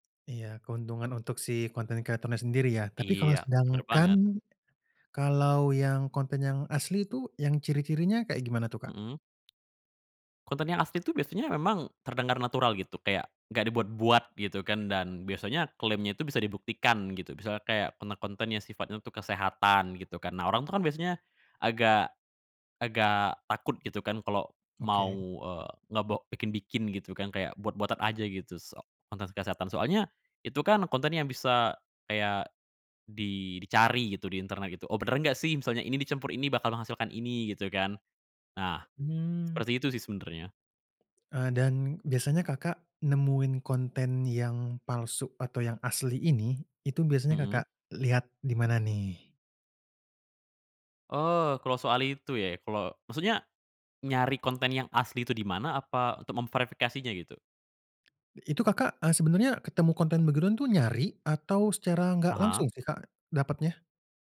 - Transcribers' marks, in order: tapping; lip smack
- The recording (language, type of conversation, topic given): Indonesian, podcast, Apa yang membuat konten influencer terasa asli atau palsu?